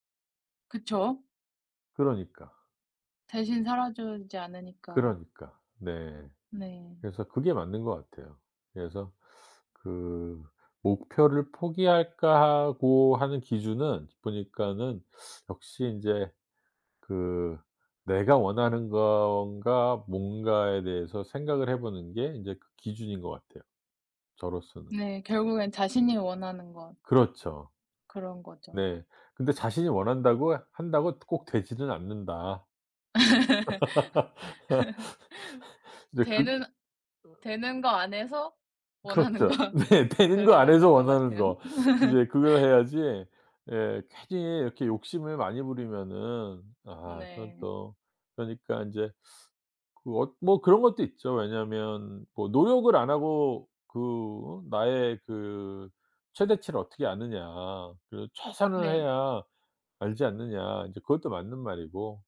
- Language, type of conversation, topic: Korean, podcast, 목표를 계속 추구할지 포기할지 어떻게 판단하나요?
- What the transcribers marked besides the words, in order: other background noise; laugh; laughing while speaking: "원하는 거"; laughing while speaking: "네 되는 거"; laugh